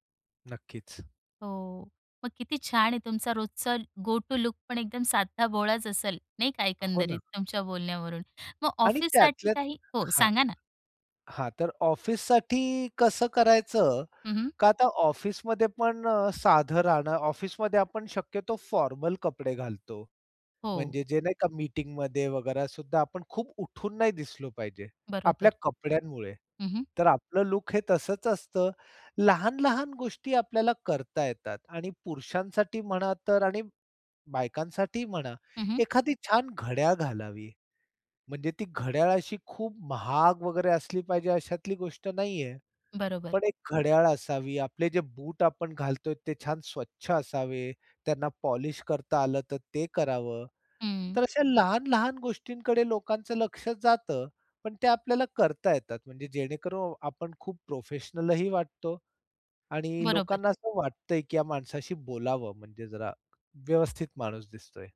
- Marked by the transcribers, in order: in English: "गो टू लूकपण"; in English: "फॉर्मल"; in English: "प्रोफेशनलही"
- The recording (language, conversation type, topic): Marathi, podcast, तू तुझ्या दैनंदिन शैलीतून स्वतःला कसा व्यक्त करतोस?